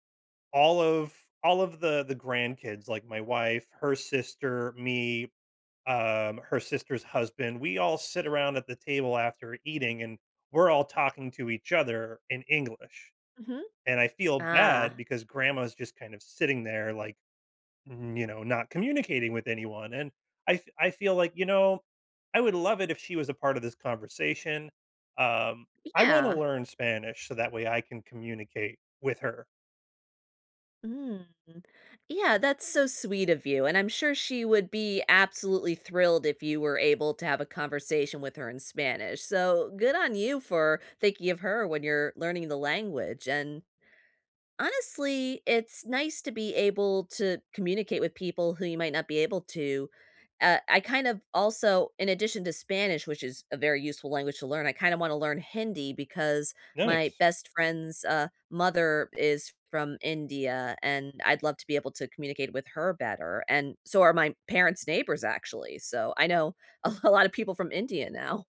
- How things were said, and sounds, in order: tapping; laughing while speaking: "a"
- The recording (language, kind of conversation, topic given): English, unstructured, What skill should I learn sooner to make life easier?
- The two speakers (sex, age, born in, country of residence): female, 40-44, United States, United States; male, 40-44, United States, United States